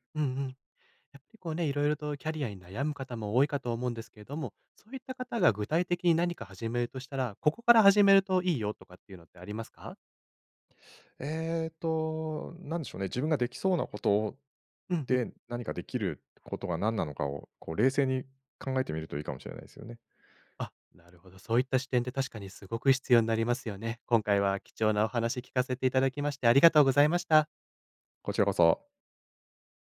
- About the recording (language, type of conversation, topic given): Japanese, podcast, キャリアの中で、転機となったアドバイスは何でしたか？
- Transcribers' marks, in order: none